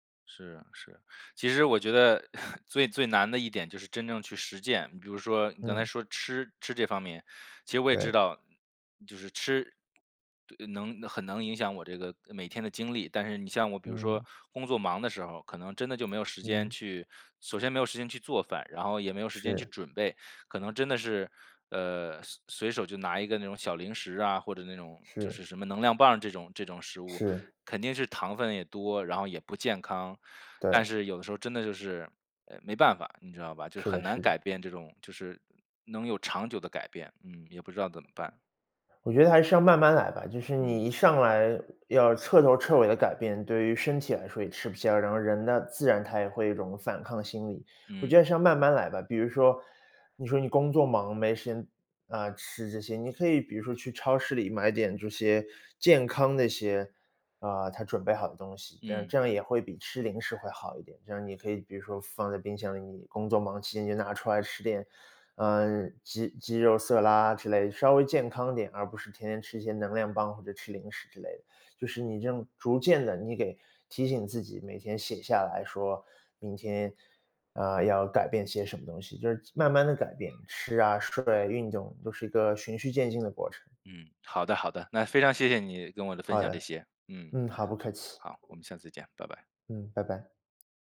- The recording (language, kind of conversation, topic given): Chinese, advice, 我该如何养成每周固定运动的习惯？
- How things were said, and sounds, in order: chuckle; other background noise